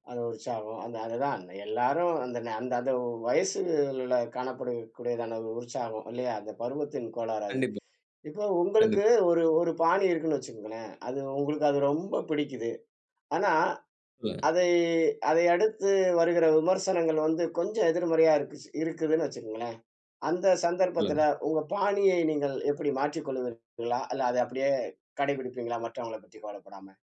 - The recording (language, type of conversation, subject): Tamil, podcast, நண்பர்களின் பார்வை உங்கள் பாணியை மாற்றுமா?
- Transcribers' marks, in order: none